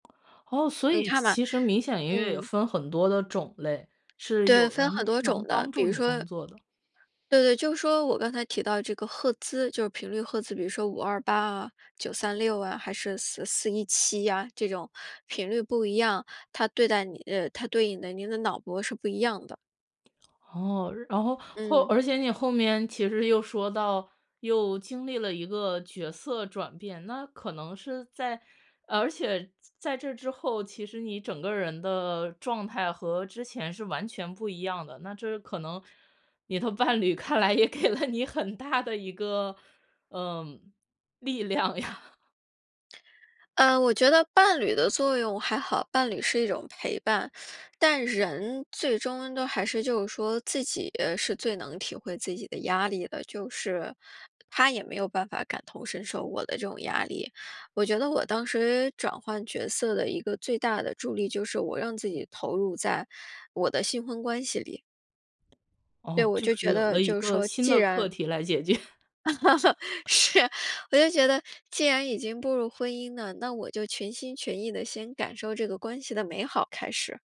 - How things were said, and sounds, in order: other noise; laughing while speaking: "你的伴侣看来也给了你很大的一个，呃，力量呀"; teeth sucking; laughing while speaking: "解决"; laugh
- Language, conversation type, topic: Chinese, podcast, 遇到压力时，你通常会怎么放松？